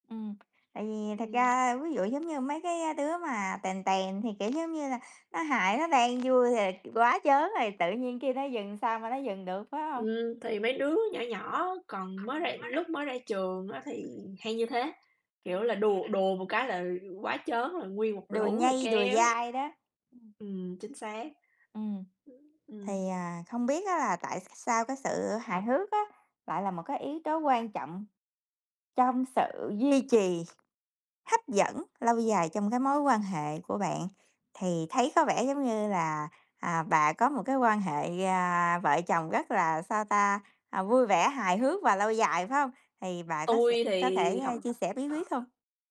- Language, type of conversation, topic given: Vietnamese, unstructured, Tại sao sự hài hước lại quan trọng trong việc xây dựng và duy trì một mối quan hệ bền vững?
- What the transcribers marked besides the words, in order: tapping; other background noise; background speech